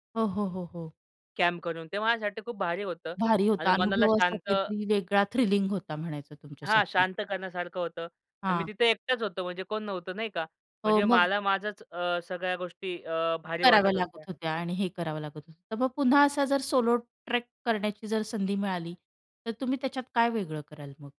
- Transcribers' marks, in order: other background noise; in English: "थ्रिलिंग"; in English: "ट्रेक"
- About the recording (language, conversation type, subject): Marathi, podcast, निसर्गात एकट्याने ट्रेक केल्याचा तुमचा अनुभव कसा होता?